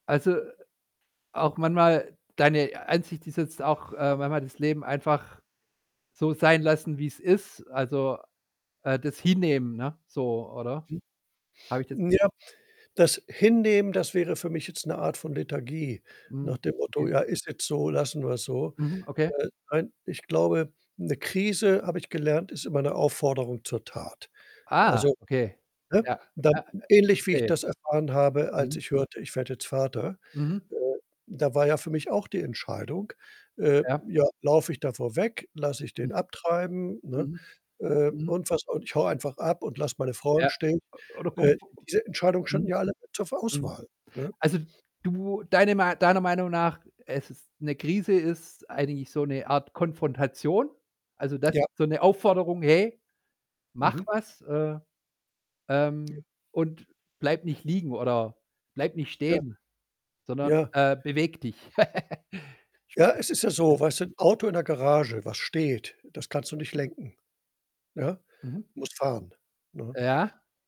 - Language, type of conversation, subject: German, podcast, Gab es in deinem Leben eine Erfahrung, die deine Sicht auf vieles verändert hat?
- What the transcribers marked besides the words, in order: static; distorted speech; other background noise; unintelligible speech; tapping; laugh; unintelligible speech